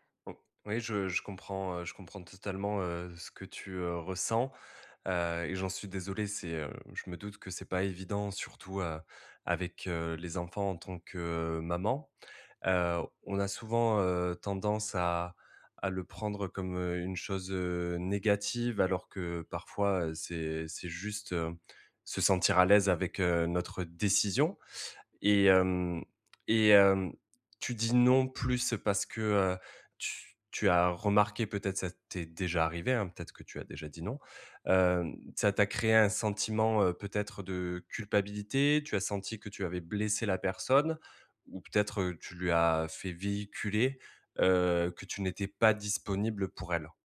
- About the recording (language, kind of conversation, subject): French, advice, Pourquoi ai-je du mal à dire non aux demandes des autres ?
- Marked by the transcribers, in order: none